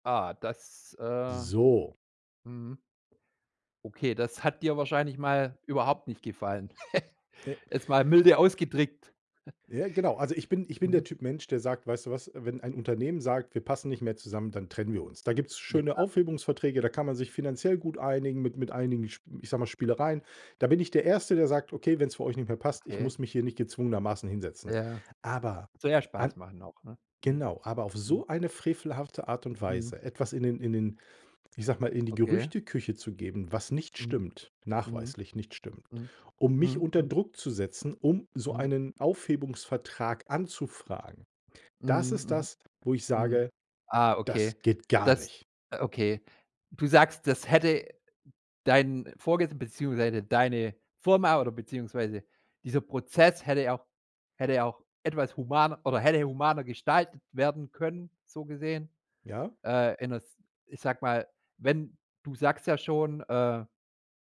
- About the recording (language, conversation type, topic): German, podcast, Wann ist dir im Job ein großer Fehler passiert, und was hast du daraus gelernt?
- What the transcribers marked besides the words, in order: other background noise; snort; snort; other noise